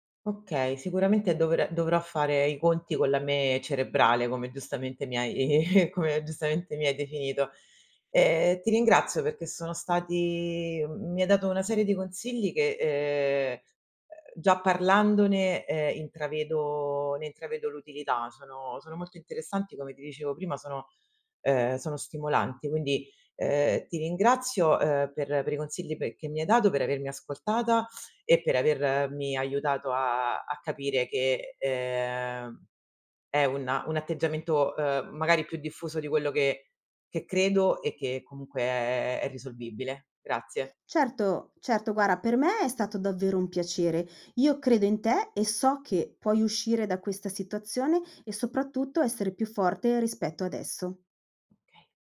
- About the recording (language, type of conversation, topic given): Italian, advice, Perché mi sento un impostore al lavoro nonostante i risultati concreti?
- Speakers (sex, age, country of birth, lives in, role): female, 35-39, Italy, Italy, user; female, 45-49, Italy, Italy, advisor
- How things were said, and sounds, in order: laughing while speaking: "hai"; "guarda" said as "guara"; tapping